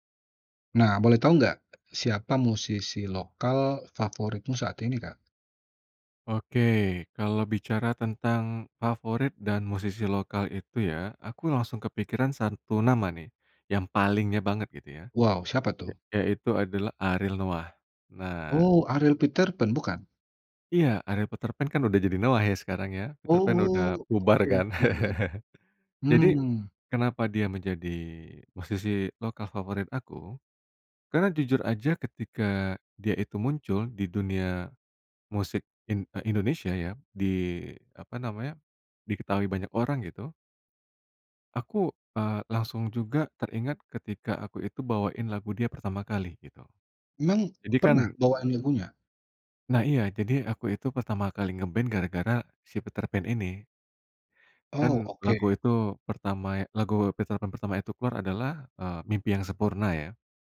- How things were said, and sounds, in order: chuckle; in English: "nge-band"
- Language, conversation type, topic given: Indonesian, podcast, Siapa musisi lokal favoritmu?
- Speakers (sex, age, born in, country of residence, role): male, 35-39, Indonesia, Indonesia, guest; male, 35-39, Indonesia, Indonesia, host